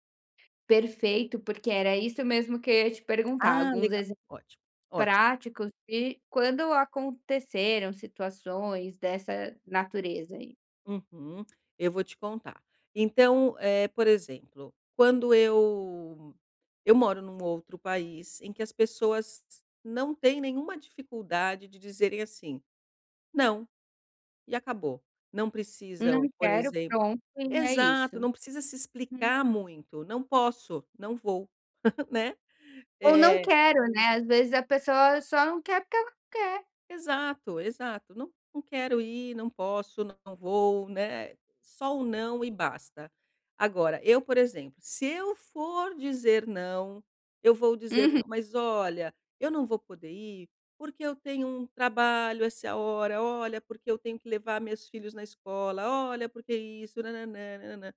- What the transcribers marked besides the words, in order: other background noise; tapping; chuckle; other noise
- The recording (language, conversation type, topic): Portuguese, advice, Como posso estabelecer limites e dizer não em um grupo?